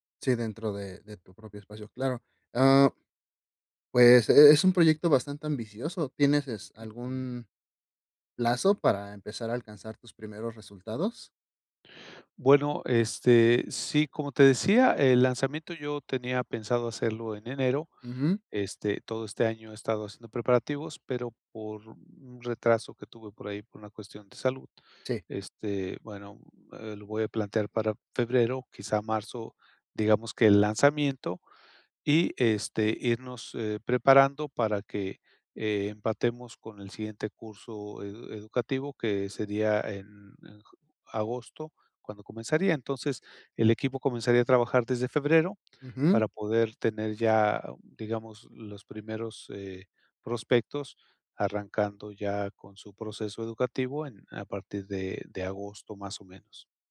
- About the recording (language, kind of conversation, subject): Spanish, advice, ¿Cómo puedo formar y liderar un equipo pequeño para lanzar mi startup con éxito?
- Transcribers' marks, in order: none